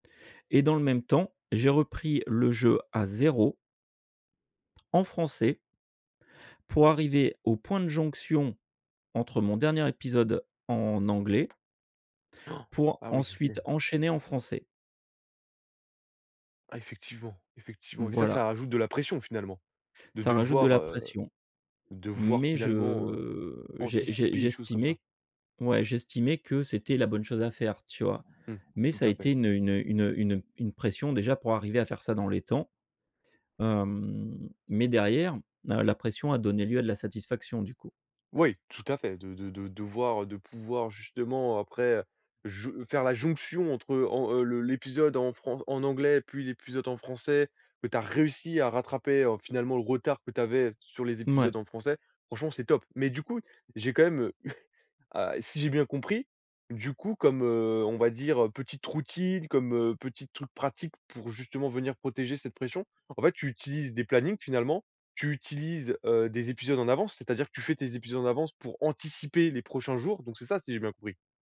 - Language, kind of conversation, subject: French, podcast, Comment gères-tu la pression de devoir produire du contenu pour les réseaux sociaux ?
- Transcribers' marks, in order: stressed: "jonction"; stressed: "réussi"; chuckle; other background noise